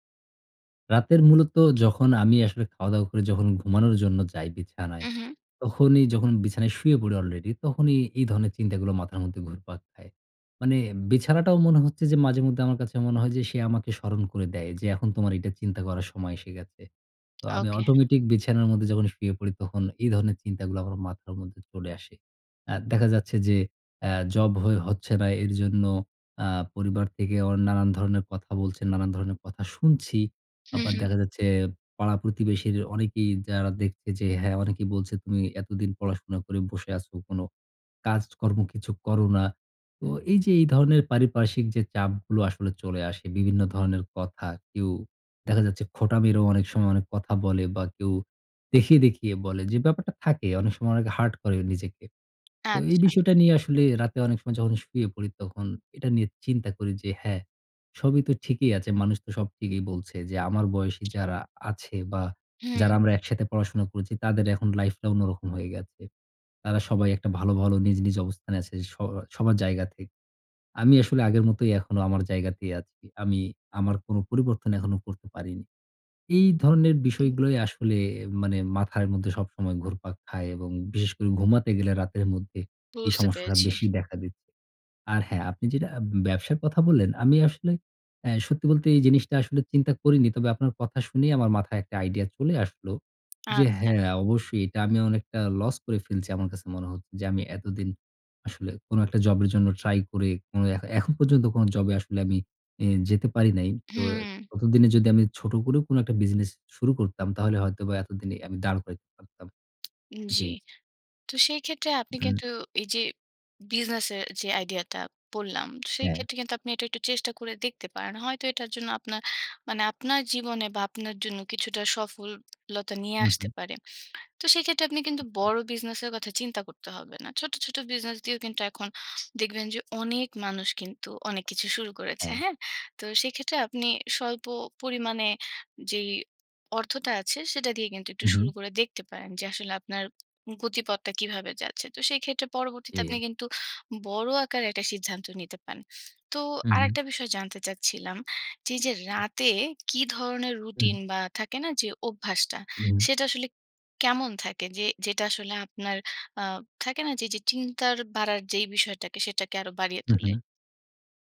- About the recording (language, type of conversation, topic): Bengali, advice, রাতে চিন্তায় ভুগে ঘুমাতে না পারার সমস্যাটি আপনি কীভাবে বর্ণনা করবেন?
- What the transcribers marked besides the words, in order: tapping